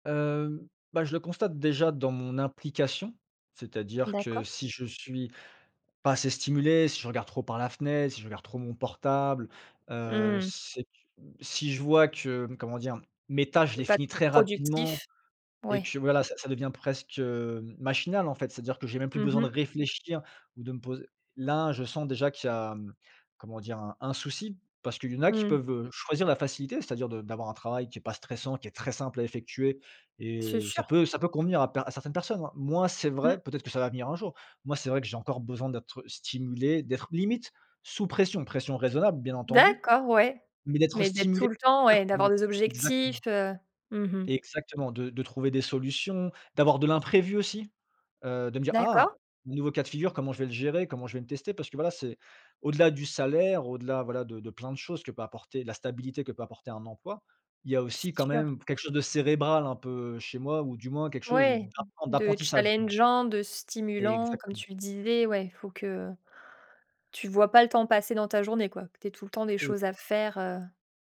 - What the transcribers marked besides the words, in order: unintelligible speech
- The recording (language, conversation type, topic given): French, podcast, Comment décides-tu de quitter ton emploi ?